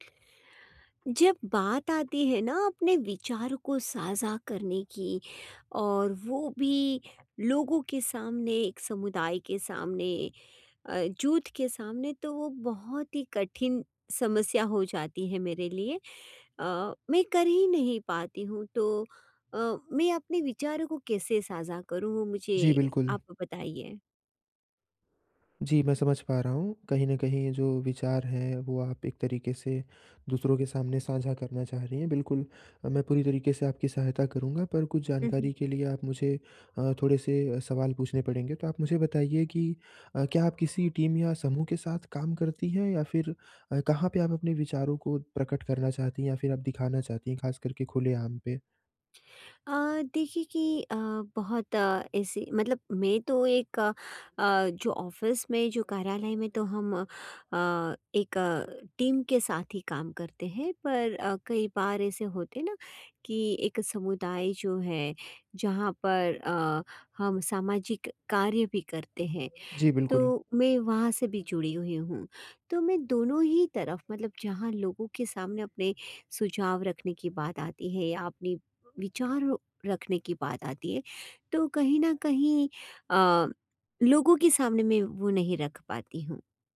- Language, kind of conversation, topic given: Hindi, advice, हम अपने विचार खुलकर कैसे साझा कर सकते हैं?
- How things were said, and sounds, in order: in English: "टीम"; in English: "टीम"